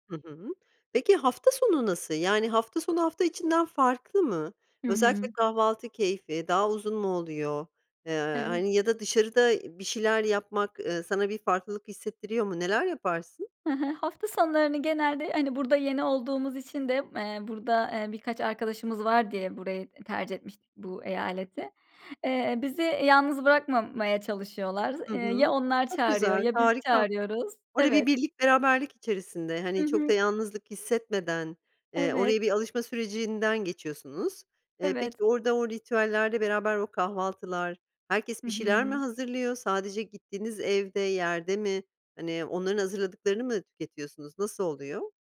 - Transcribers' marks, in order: tapping; other background noise
- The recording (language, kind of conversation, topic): Turkish, podcast, Sabah uyandığınızda ilk yaptığınız şeyler nelerdir?